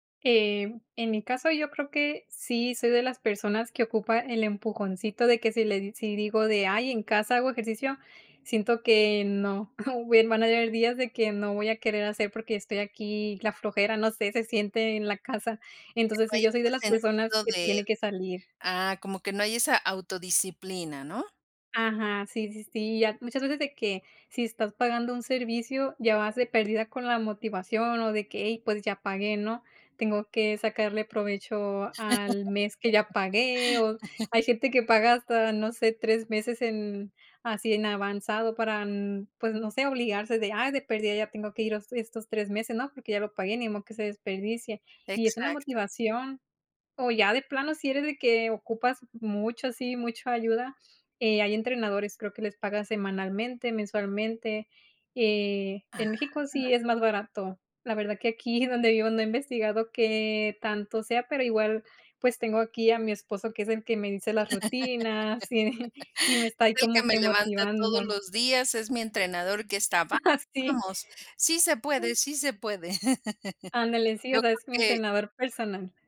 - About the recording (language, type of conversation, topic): Spanish, podcast, ¿Cómo te motivas para hacer ejercicio cuando no te dan ganas?
- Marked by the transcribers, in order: chuckle; laugh; laughing while speaking: "donde"; laugh; chuckle; chuckle; other background noise; laugh